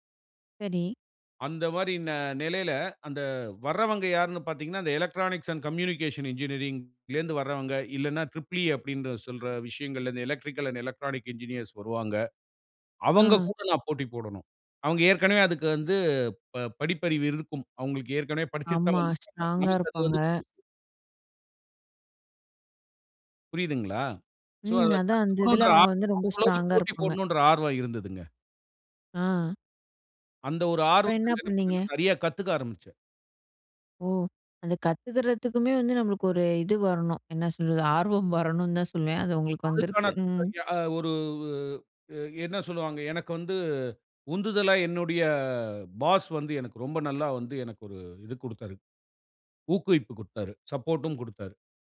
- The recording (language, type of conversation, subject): Tamil, podcast, உங்களுக்குப் பிடித்த ஆர்வப்பணி எது, அதைப் பற்றி சொல்லுவீர்களா?
- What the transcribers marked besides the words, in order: in English: "எலக்ட்ரானிக்ஸ் அண்ட் கம்யூனிகேஷன் என்ஜினியரிங்ல"; in English: "ட்ரிப்பிள் இ"; in English: "எலக்ட்ரிக்கல் அண்ட் எலக்ட்ரானிக் என்ஜினியர்ஸ்"; in English: "ஸ்ட்ராங்கா"; in English: "ஸோ"; in English: "ஸ்ட்ராங்கா"; laughing while speaking: "ஆர்வம் வரணுன் தான் சொல்லுவேன். அது உங்களுக்கு வந்திருக்கு"; in English: "பாஸ்"; in English: "சப்போர்ட்டும்"